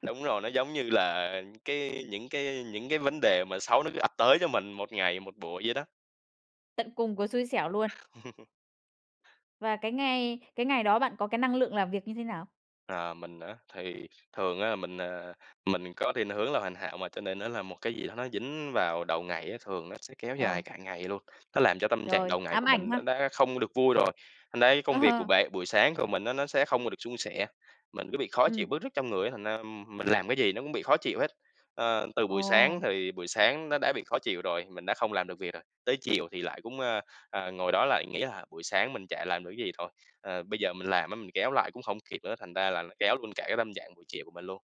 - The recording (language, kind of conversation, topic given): Vietnamese, podcast, Thói quen buổi sáng của bạn ảnh hưởng đến ngày thế nào?
- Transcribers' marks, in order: tapping; other background noise; chuckle; laughing while speaking: "Ờ"